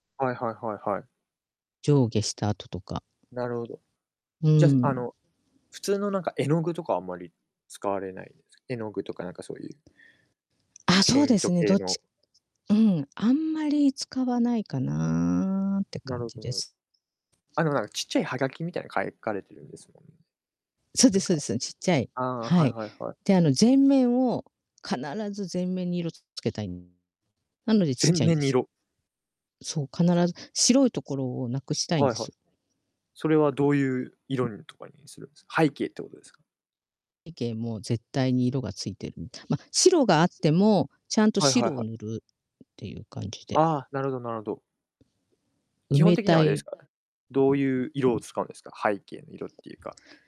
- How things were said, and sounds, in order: static; other background noise; drawn out: "かな"; distorted speech; background speech
- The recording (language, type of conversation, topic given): Japanese, unstructured, 挑戦してみたい新しい趣味はありますか？